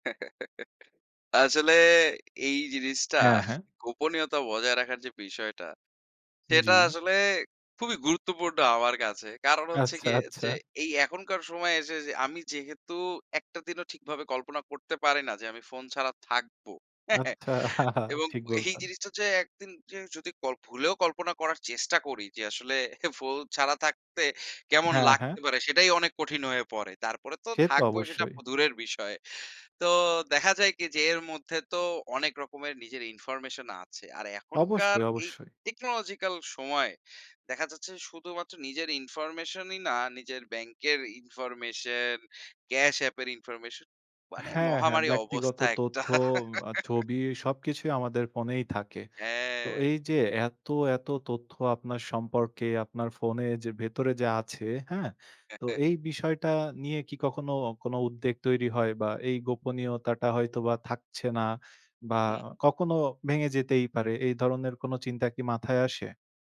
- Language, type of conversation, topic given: Bengali, podcast, ফোন ব্যবহারের ক্ষেত্রে আপনি কীভাবে নিজের গোপনীয়তা বজায় রাখেন?
- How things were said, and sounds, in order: chuckle; other background noise; laughing while speaking: "আচ্ছা, আচ্ছা"; chuckle; laughing while speaking: "আচ্ছা"; chuckle; laughing while speaking: "আসলে ফোল ছাড়া থাকতে"; "ফোন" said as "ফোল"; in English: "টেকনোলজিক্যাল"; laugh